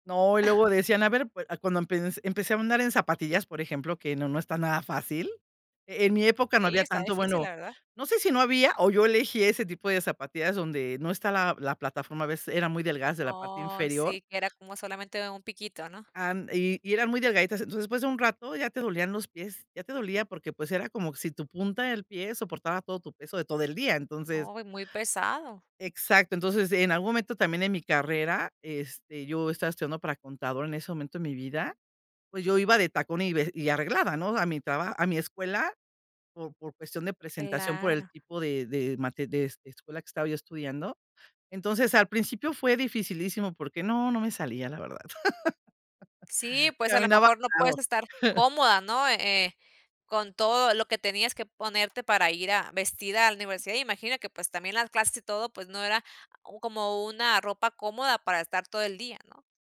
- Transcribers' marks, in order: tapping; laugh; chuckle
- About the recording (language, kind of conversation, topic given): Spanish, podcast, ¿Qué prendas te hacen sentir más seguro?